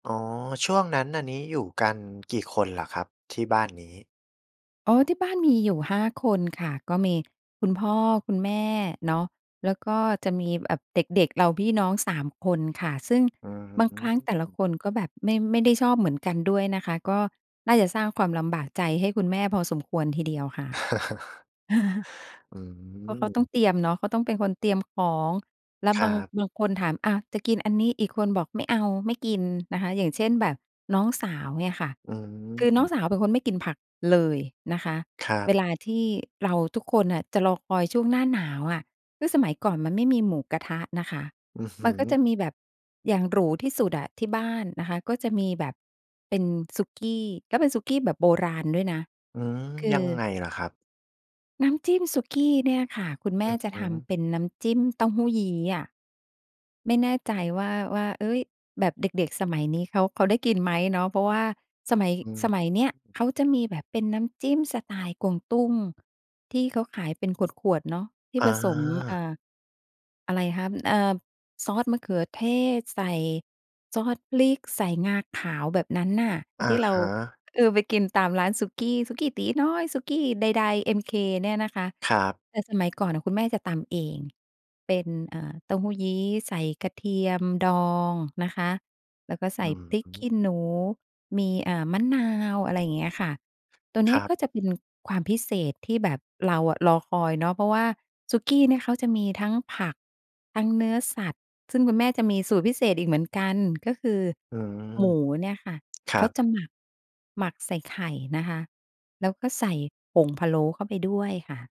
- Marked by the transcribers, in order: chuckle; stressed: "เลย"; "กวางตุ้ง" said as "กวงตุ้ง"
- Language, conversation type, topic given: Thai, podcast, คุณมีความทรงจำเกี่ยวกับมื้ออาหารของครอบครัวที่ประทับใจบ้างไหม?